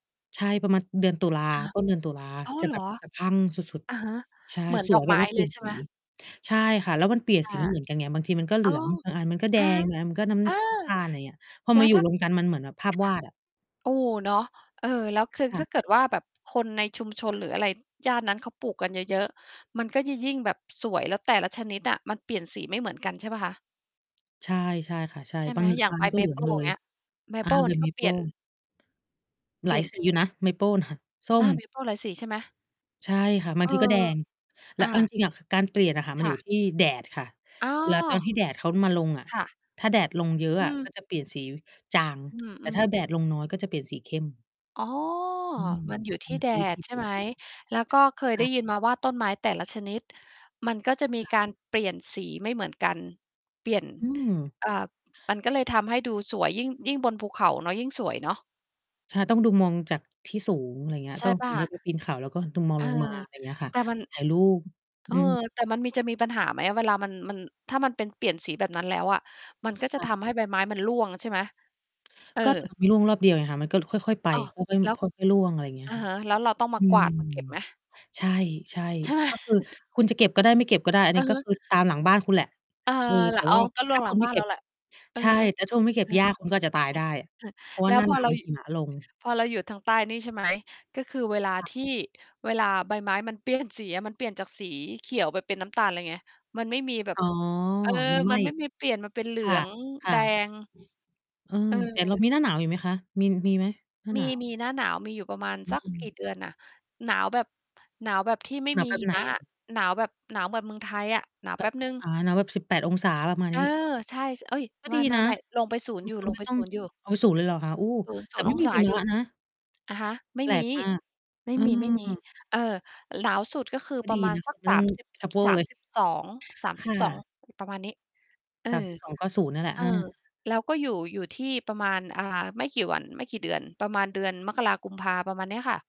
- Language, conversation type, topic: Thai, unstructured, คุณคิดว่าการปลูกต้นไม้ส่งผลดีต่อชุมชนอย่างไร?
- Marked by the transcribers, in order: tapping; distorted speech; other noise; other background noise; laughing while speaking: "น่ะ"; chuckle; in Spanish: "ตาโก"